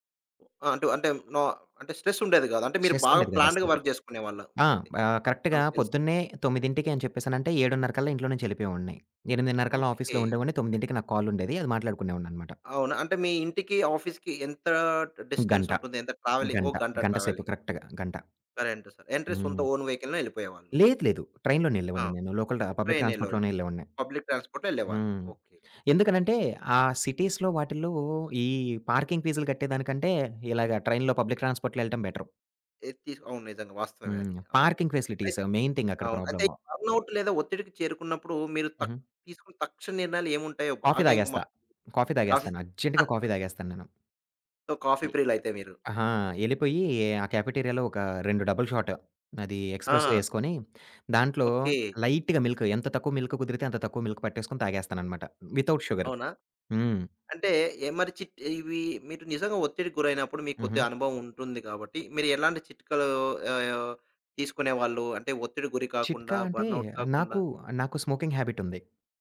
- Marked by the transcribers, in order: other background noise; in English: "ప్లాన్డ్‌గా వర్క్"; in English: "కరెక్ట్‌గా"; in English: "ఆఫీస్‌లో"; in English: "కాల్"; in English: "ఆఫీస్‌కి"; in English: "డిస్టెన్స్"; tapping; in English: "ట్రావెలింగ్"; in English: "ట్రావెలింగ్"; in English: "కరెక్ట్‌గా"; in English: "ఎంట్రీ"; in English: "ఓన్ వెహికల్‌లోనే"; in English: "ట్రైన్‌లోనే"; in English: "పబ్లిక్ ట్రాన్స్‌పోర్ట్‌లో"; in English: "లోకల్"; in English: "పబ్లిక్ ట్రాన్స్‌పోర్ట్‌లోనే"; in English: "సిటీస్‌లో"; in English: "పార్కింగ్"; in English: "ట్రైన్‌లో పబ్లిక్ ట్రాన్స్‌పోర్ట్‌లో"; in English: "పార్కింగ్"; in English: "మెయిన్ థింగ్"; in English: "బర్నౌట్"; in English: "అర్జెంట్‌గా"; giggle; in English: "సో"; in English: "క్యాఫెటీరియా"; in English: "డబుల్"; in English: "ఎక్స్‌ప్రెస్సో"; in English: "లైట్‌గా"; in English: "మిల్క్"; in English: "మిల్క్"; in English: "వితౌట్"; in English: "బర్నౌట్"; in English: "స్మోకింగ్"
- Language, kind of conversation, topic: Telugu, podcast, ఇంటి పనులు మరియు ఉద్యోగ పనులను ఎలా సమతుల్యంగా నడిపిస్తారు?